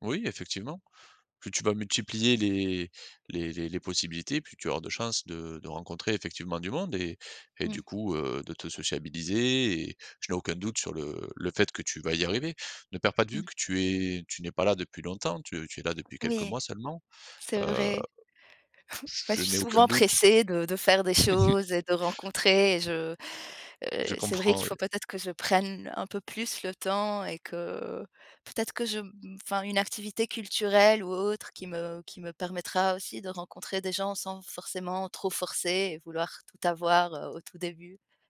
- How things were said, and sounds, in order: drawn out: "les"; other background noise; chuckle; laugh
- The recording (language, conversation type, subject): French, advice, Comment gérez-vous le sentiment d’isolement après un changement majeur de vie ?